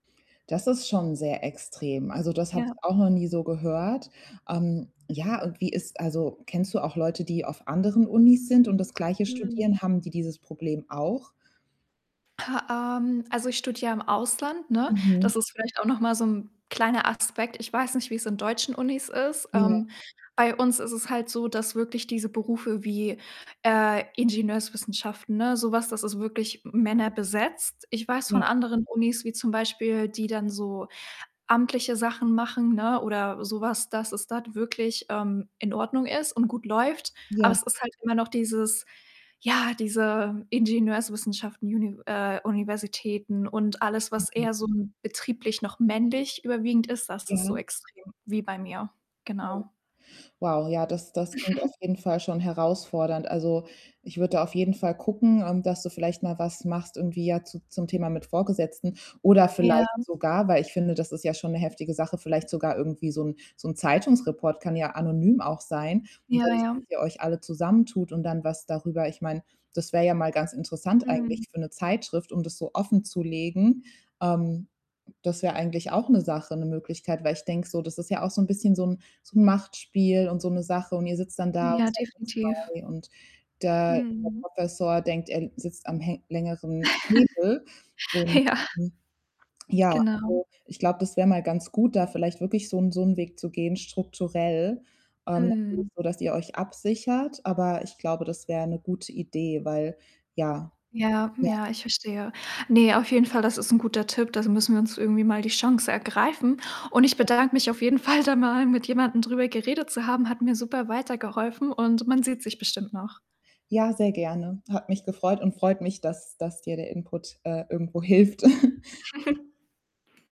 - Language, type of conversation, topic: German, advice, Wie kann ich offen für unterschiedliche Perspektiven bleiben, wenn ich Feedback bekomme?
- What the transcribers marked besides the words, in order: distorted speech; static; cough; other background noise; in English: "Univ"; chuckle; unintelligible speech; chuckle; laughing while speaking: "Fall da"; in English: "Input"; chuckle; tapping; chuckle